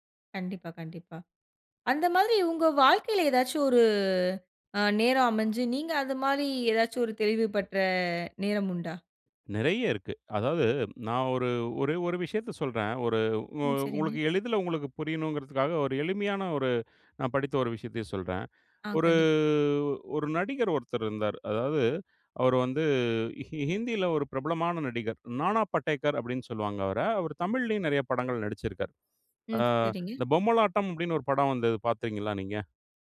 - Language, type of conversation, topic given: Tamil, podcast, சமூக ஊடகங்களில் பிரபலமாகும் கதைகள் நம் எண்ணங்களை எவ்வாறு பாதிக்கின்றன?
- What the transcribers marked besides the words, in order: drawn out: "ஒரு"; other noise